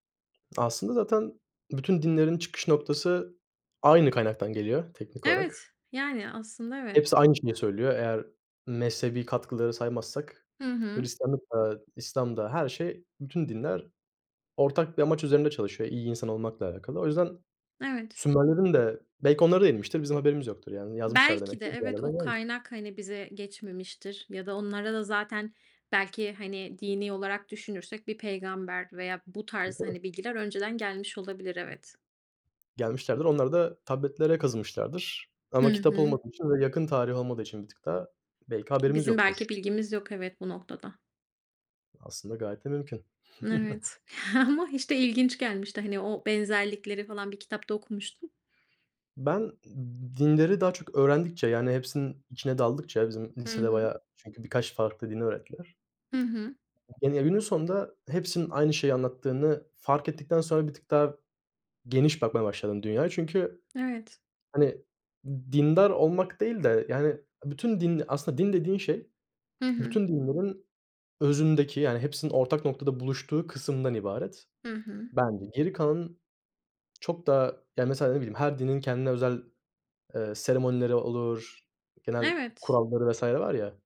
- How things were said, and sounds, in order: other background noise; unintelligible speech; unintelligible speech; tapping; laughing while speaking: "ama"; chuckle
- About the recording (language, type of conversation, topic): Turkish, unstructured, Hayatında öğrendiğin en ilginç bilgi neydi?